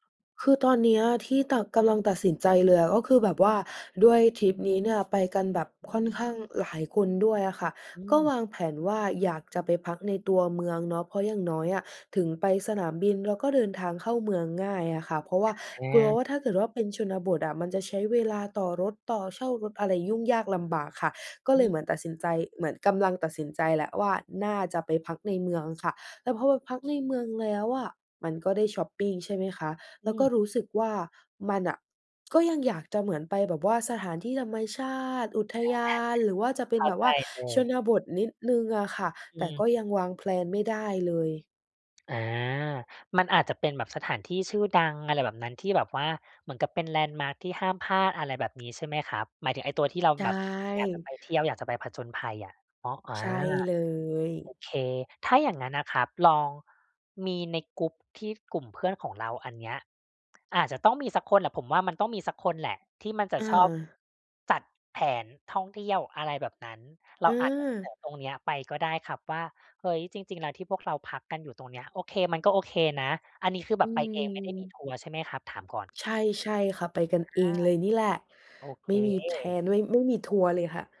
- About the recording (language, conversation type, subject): Thai, advice, ควรเลือกไปพักผ่อนสบาย ๆ ที่รีสอร์ตหรือออกไปผจญภัยท่องเที่ยวในที่ไม่คุ้นเคยดี?
- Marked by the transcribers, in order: unintelligible speech; tapping; in English: "แพลน"; in English: "แพลน"